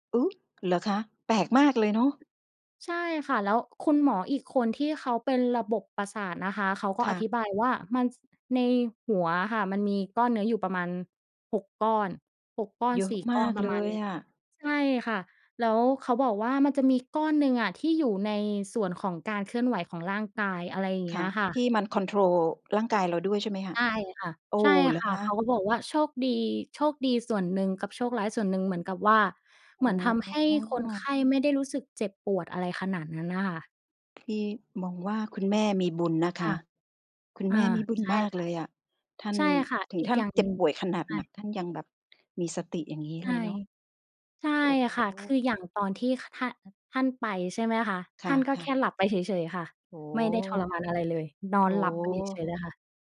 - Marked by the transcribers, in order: drawn out: "อ๋อ"
- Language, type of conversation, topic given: Thai, podcast, คุณช่วยเล่าให้ฟังได้ไหมว่าการตัดสินใจครั้งใหญ่ที่สุดในชีวิตของคุณคืออะไร?